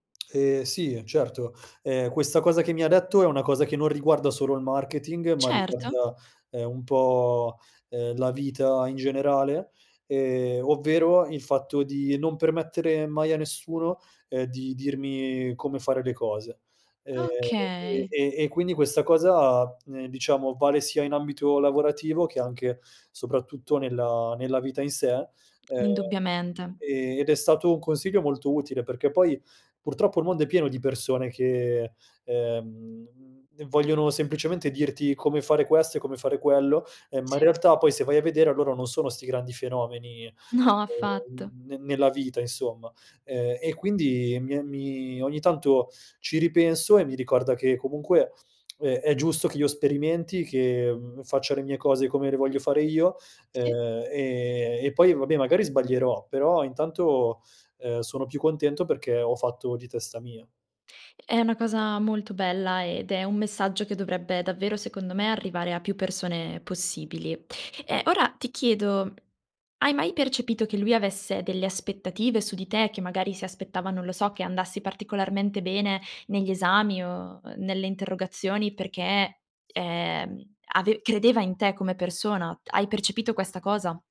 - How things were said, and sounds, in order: tongue click; laughing while speaking: "No"; tongue click
- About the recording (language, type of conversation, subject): Italian, podcast, Quale mentore ha avuto il maggiore impatto sulla tua carriera?